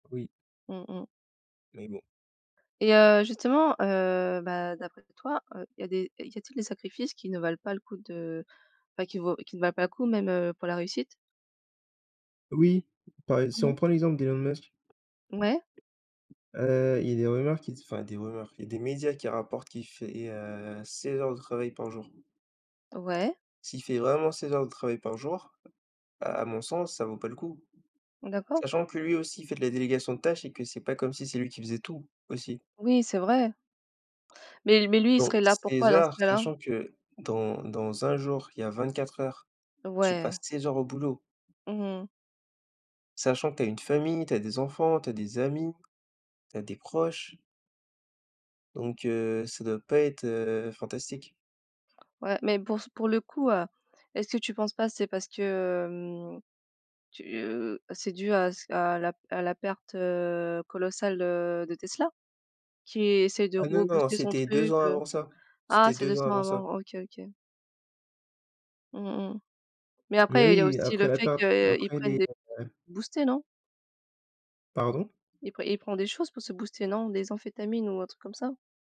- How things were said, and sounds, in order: tapping; unintelligible speech
- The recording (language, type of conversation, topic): French, unstructured, Quels sacrifices es-tu prêt à faire pour réussir ?